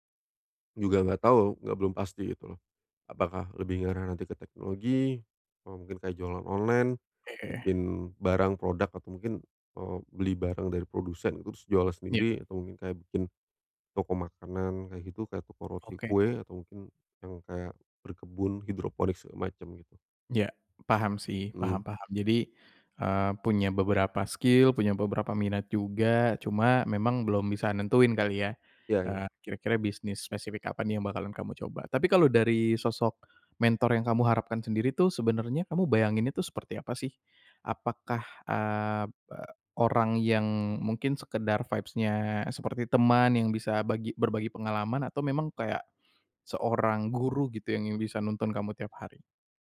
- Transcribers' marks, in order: other background noise; in English: "skill"; in English: "vibes-nya"
- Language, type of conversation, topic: Indonesian, advice, Bagaimana cara menemukan mentor yang tepat untuk membantu perkembangan karier saya?